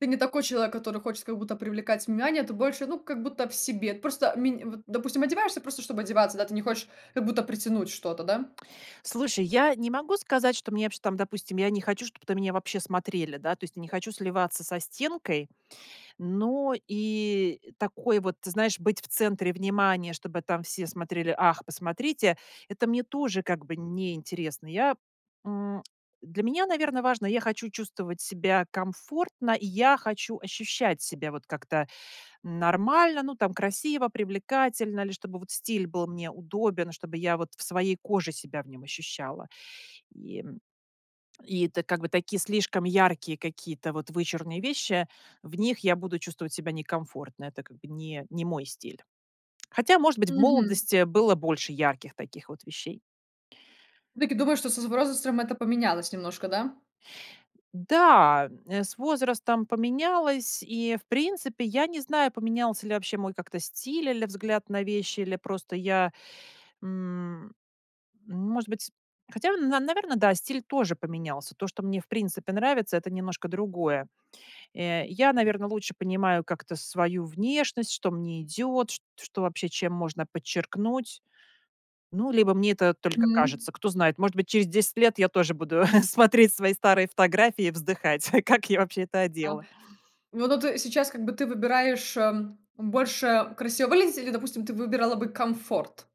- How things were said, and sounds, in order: tongue click; "возрастом" said as "врозрастом"; tapping; chuckle; laughing while speaking: "как я вообще это одела?"
- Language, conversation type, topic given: Russian, podcast, Как ты обычно выбираешь между минимализмом и ярким самовыражением в стиле?